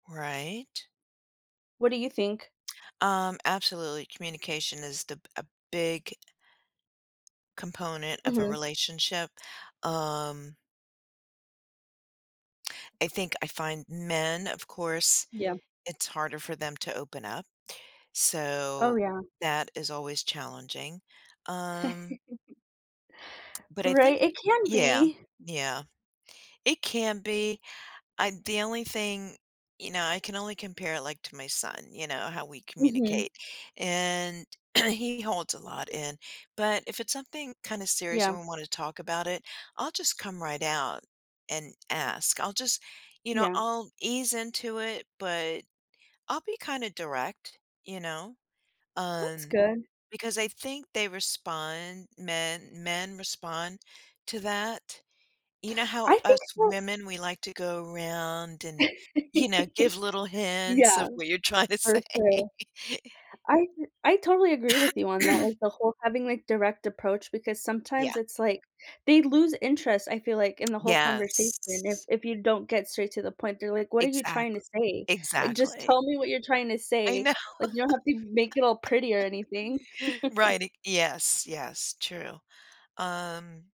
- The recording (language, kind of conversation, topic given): English, unstructured, What helps create a strong foundation of trust in a relationship?
- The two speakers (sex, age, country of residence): female, 30-34, United States; female, 65-69, United States
- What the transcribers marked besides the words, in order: lip smack; lip smack; giggle; lip smack; cough; laugh; laughing while speaking: "trying to say?"; cough; throat clearing; lip smack; drawn out: "Yes"; laughing while speaking: "know"; laugh; chuckle